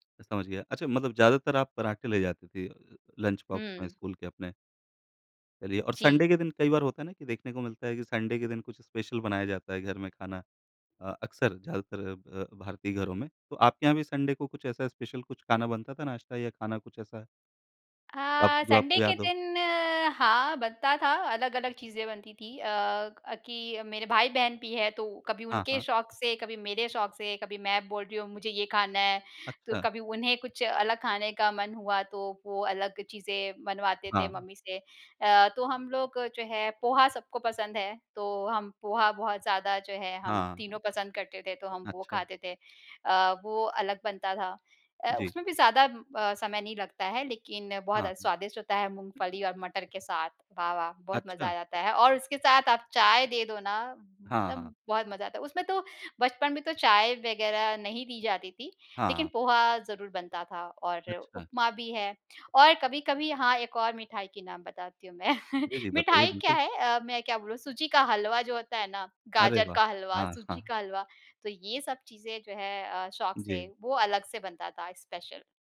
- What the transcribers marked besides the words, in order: in English: "संडे"; in English: "संडे"; in English: "स्पेशल"; in English: "संडे"; in English: "स्पेशल"; in English: "संडे"; chuckle; in English: "स्पेशल"
- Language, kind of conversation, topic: Hindi, podcast, आपके घर का वह कौन-सा खास नाश्ता है जो आपको बचपन की याद दिलाता है?